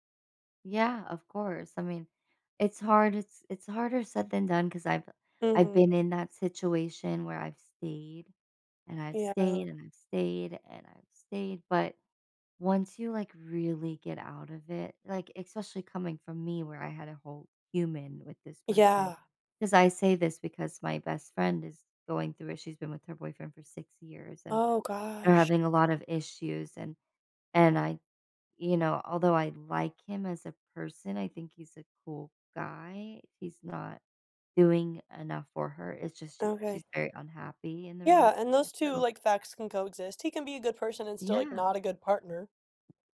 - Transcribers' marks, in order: stressed: "really"; stressed: "like"; tapping
- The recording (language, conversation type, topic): English, unstructured, Is it okay to stay friends with an ex?